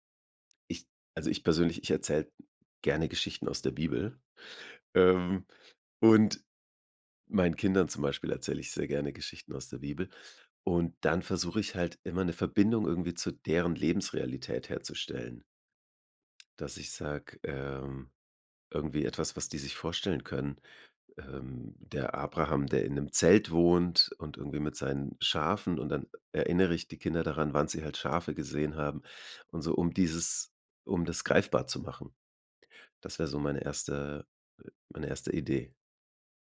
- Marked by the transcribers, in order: none
- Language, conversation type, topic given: German, podcast, Wie baust du Nähe auf, wenn du eine Geschichte erzählst?
- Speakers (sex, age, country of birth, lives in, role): male, 20-24, Germany, Germany, host; male, 35-39, Germany, Germany, guest